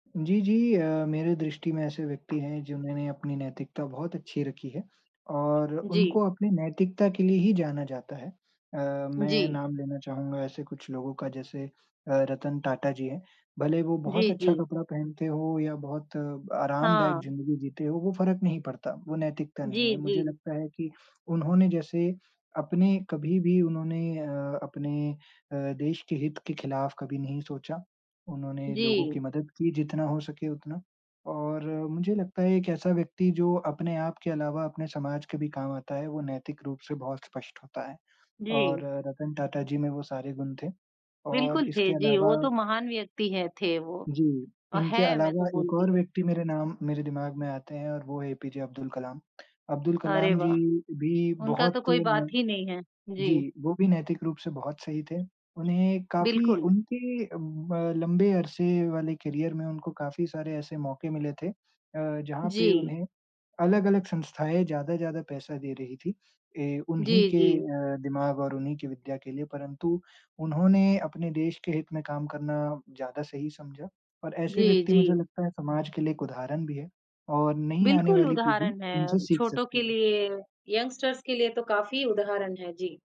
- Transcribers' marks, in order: tapping; in English: "करियर"; in English: "यंगस्टर्स"
- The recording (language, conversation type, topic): Hindi, unstructured, क्या आप मानते हैं कि सफलता पाने के लिए नैतिकता छोड़नी पड़ती है?